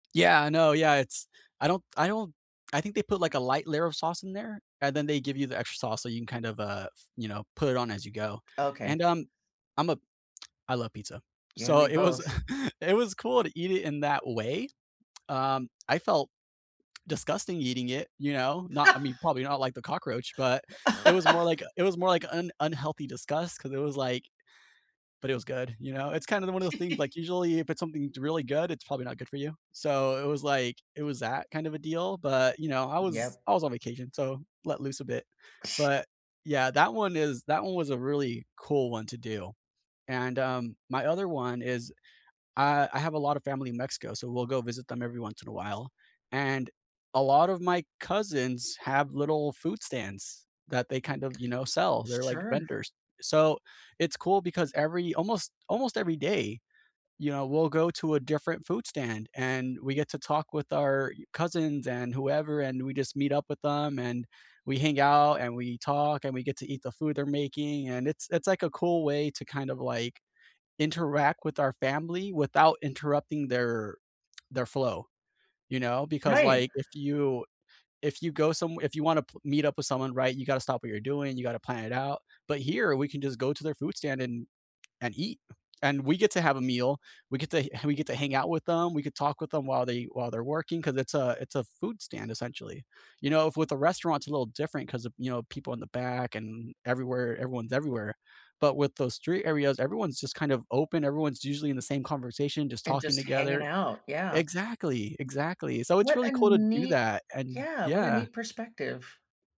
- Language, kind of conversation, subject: English, unstructured, What is the most unforgettable street food you discovered while traveling, and what made it special?
- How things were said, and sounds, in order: chuckle; chuckle; laugh; laugh; other noise; lip smack; tapping